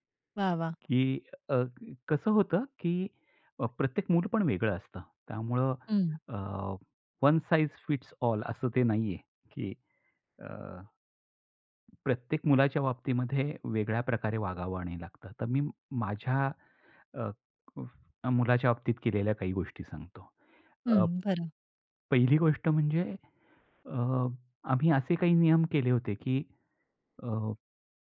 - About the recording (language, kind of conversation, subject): Marathi, podcast, लहान मुलांसमोर वाद झाल्यानंतर पालकांनी कसे वागायला हवे?
- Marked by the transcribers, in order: in English: "वन साइझ फिट्स ऑल"; other background noise